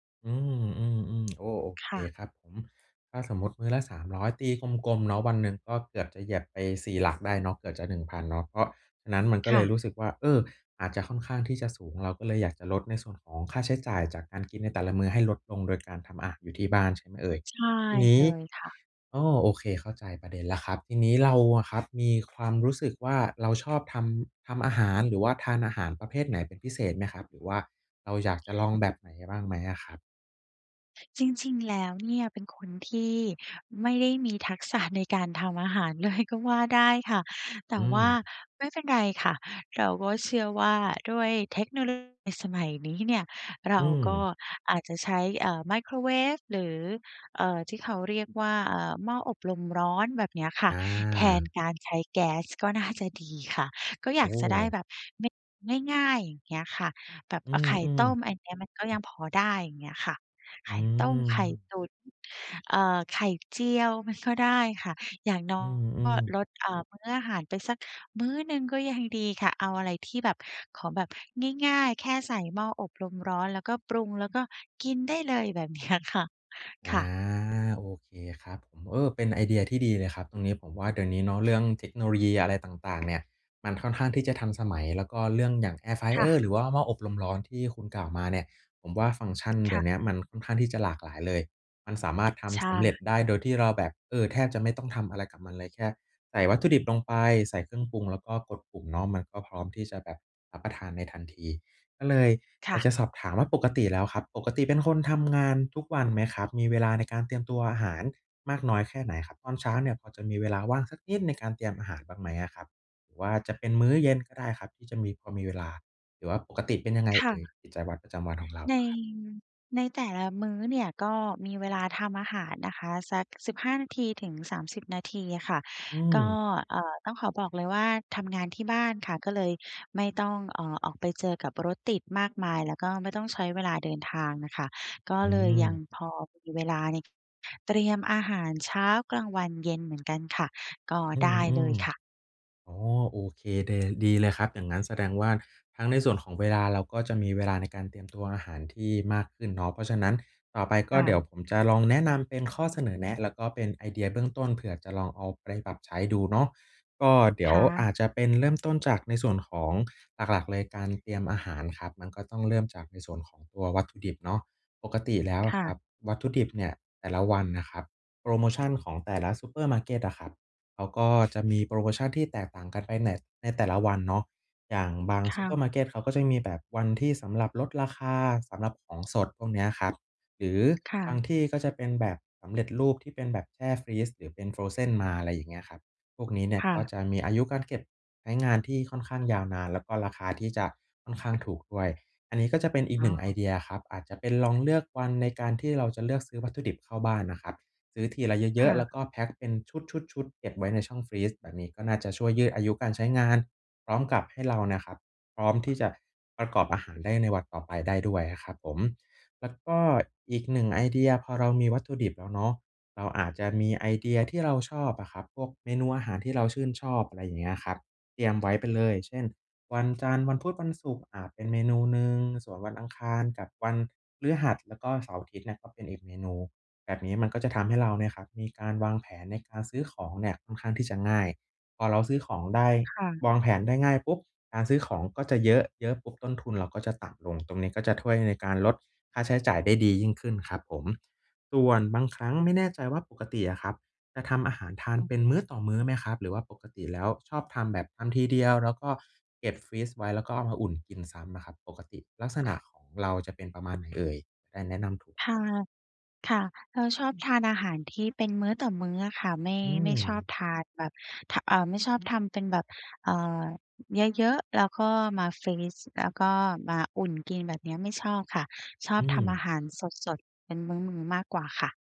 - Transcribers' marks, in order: tapping; other background noise; in English: "Air flyer"; in English: "Frozen"
- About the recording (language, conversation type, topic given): Thai, advice, ทำอาหารที่บ้านอย่างไรให้ประหยัดค่าใช้จ่าย?